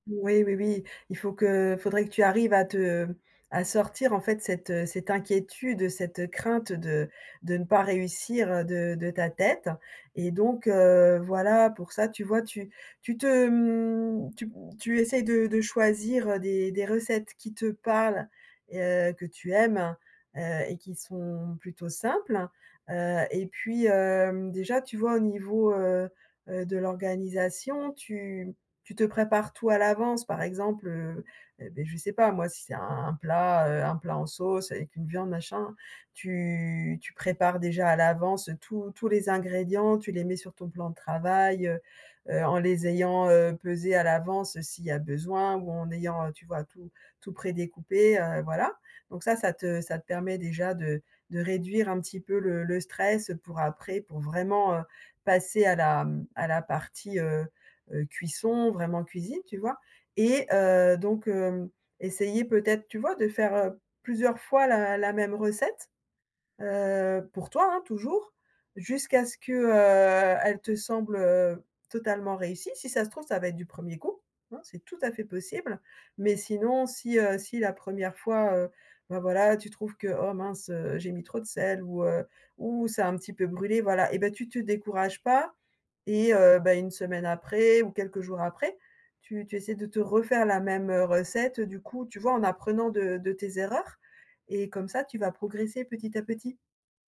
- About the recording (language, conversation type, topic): French, advice, Comment puis-je surmonter ma peur d’échouer en cuisine et commencer sans me sentir paralysé ?
- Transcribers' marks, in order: none